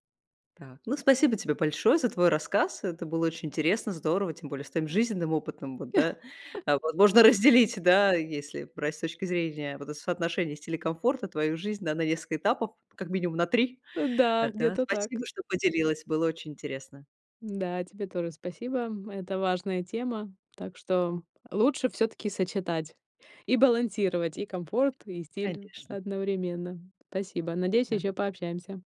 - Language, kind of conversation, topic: Russian, podcast, Что для тебя важнее: комфорт или стиль?
- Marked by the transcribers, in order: chuckle; tapping